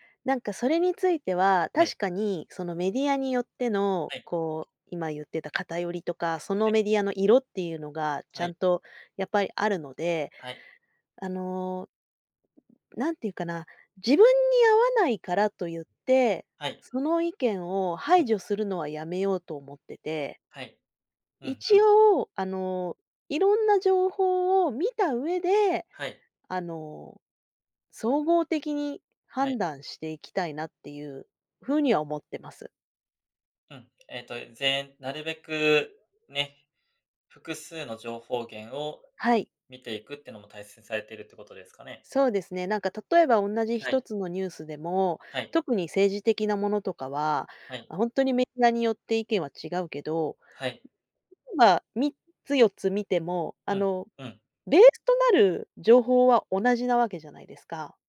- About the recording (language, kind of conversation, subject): Japanese, podcast, 普段、情報源の信頼性をどのように判断していますか？
- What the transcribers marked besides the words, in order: other noise